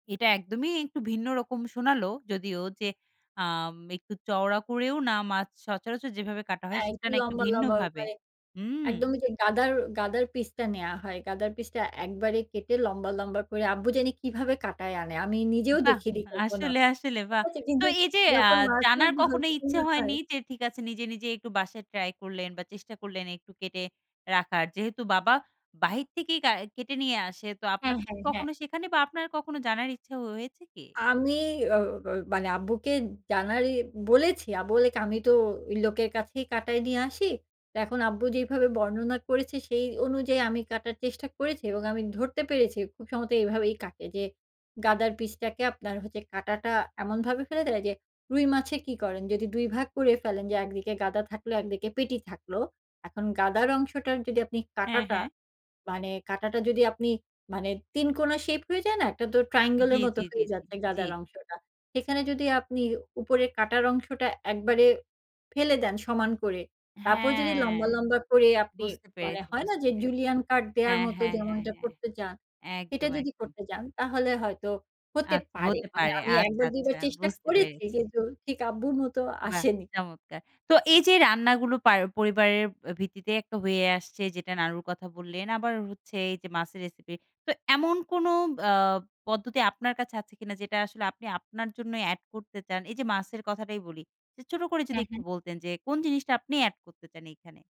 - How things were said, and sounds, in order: in English: "triangle"; in English: "julienne cut"
- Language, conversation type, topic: Bengali, podcast, পারিবারিক কোনো রান্নার রেসিপি ভাগ করে নেবেন?